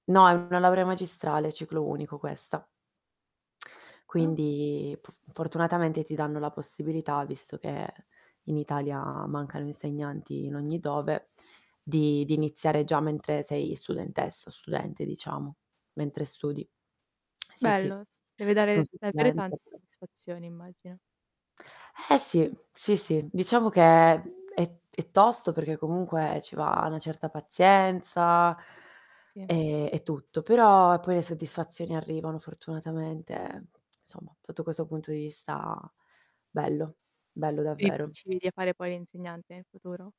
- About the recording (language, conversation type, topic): Italian, unstructured, Come immagini la tua vita tra dieci anni?
- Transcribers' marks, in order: mechanical hum; static; tapping; lip smack; distorted speech; other background noise